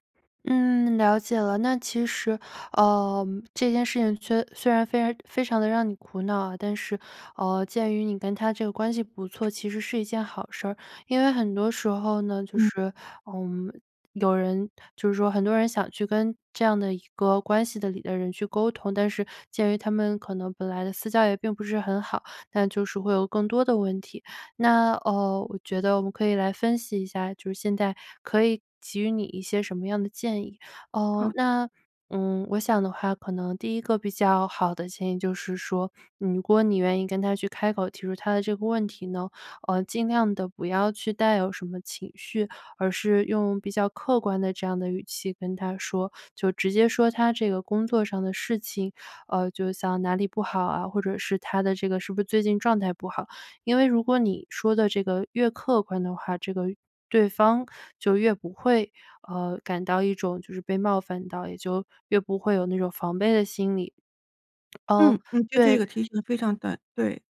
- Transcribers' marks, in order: other background noise
- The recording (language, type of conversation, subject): Chinese, advice, 在工作中该如何给同事提供负面反馈？